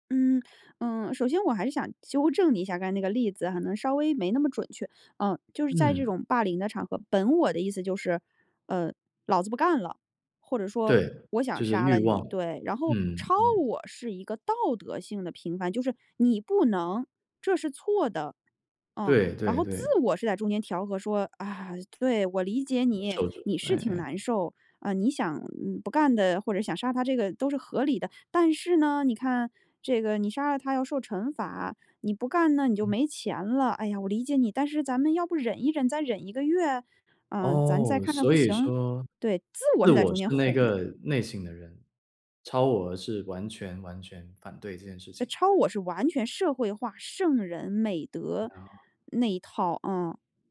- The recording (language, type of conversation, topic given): Chinese, podcast, 哪部电影最启发你？
- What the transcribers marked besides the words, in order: unintelligible speech